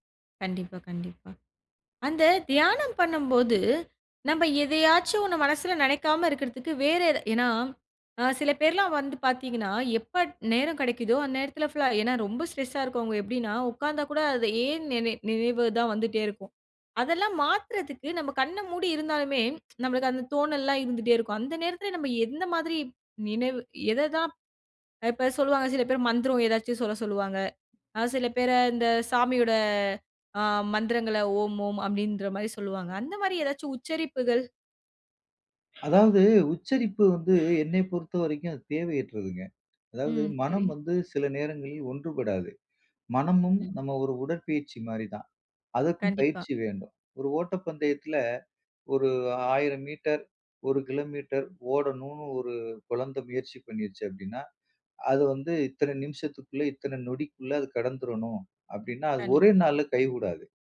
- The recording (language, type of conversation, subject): Tamil, podcast, நேரம் இல்லாத நாளில் எப்படி தியானம் செய்யலாம்?
- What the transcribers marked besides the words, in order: other background noise; in English: "ஃபுல்லா"; in English: "ஸ்ட்ரெஸா"